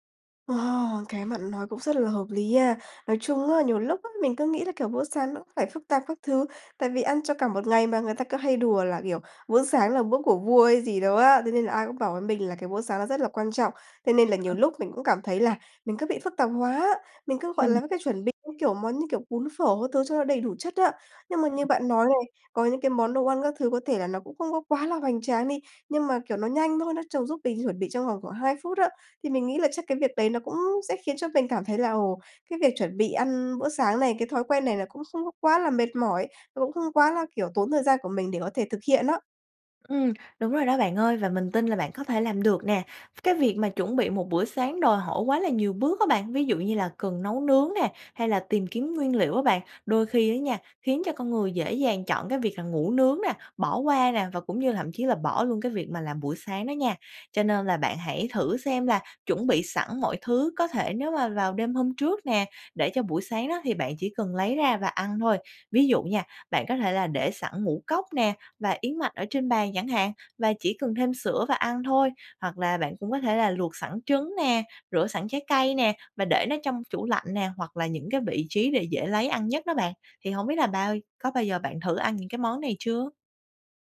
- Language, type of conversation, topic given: Vietnamese, advice, Làm sao để duy trì một thói quen mới mà không nhanh nản?
- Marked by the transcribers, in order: tapping; unintelligible speech